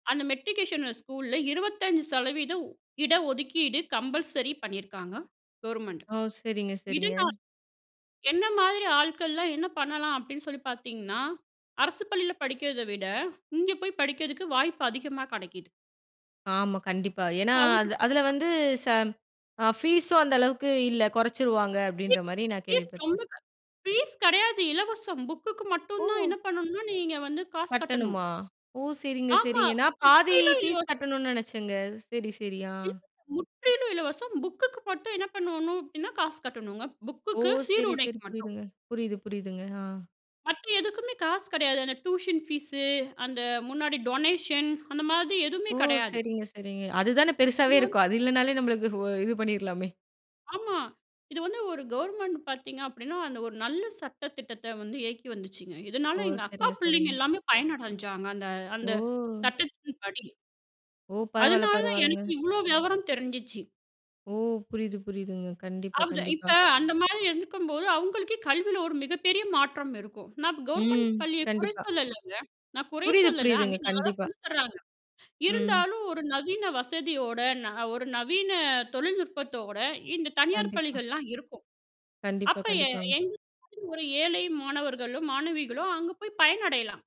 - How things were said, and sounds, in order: in English: "மெட்ரிகுகேஷன்ல"; "மெட்ரிகுலேஷன்ல" said as "மெட்ரிகுகேஷன்ல"; in English: "கம்பல்சரி"; other noise; other background noise; in English: "டியூஷன் ஃபீஸு"; in English: "டொனேஷன்"; drawn out: "ஓ!"
- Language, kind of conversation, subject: Tamil, podcast, கல்வியைப் பற்றிய உங்கள் எண்ணத்தை மாற்றிய மிகப் பெரிய தருணம் எது?